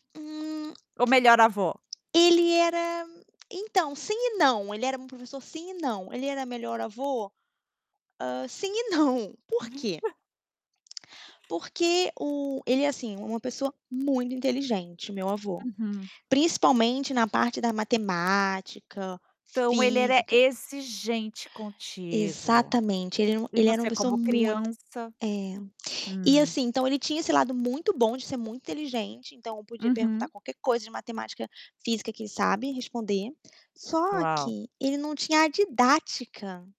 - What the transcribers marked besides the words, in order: distorted speech; other background noise; chuckle; tapping
- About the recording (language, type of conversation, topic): Portuguese, podcast, Qual conselho você daria para o seu eu de 15 anos?